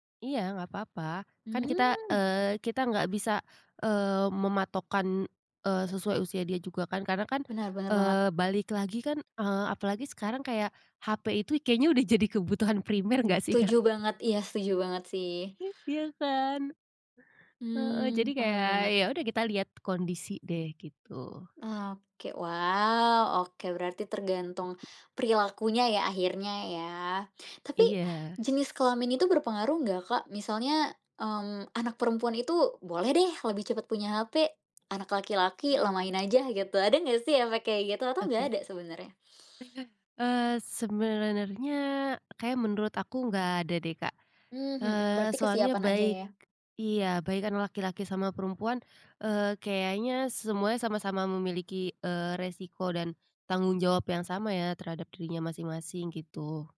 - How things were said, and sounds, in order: tapping; laughing while speaking: "enggak sih, Kak?"; chuckle; chuckle
- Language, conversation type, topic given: Indonesian, podcast, Menurut Anda, kapan waktu yang tepat untuk memberikan ponsel kepada anak?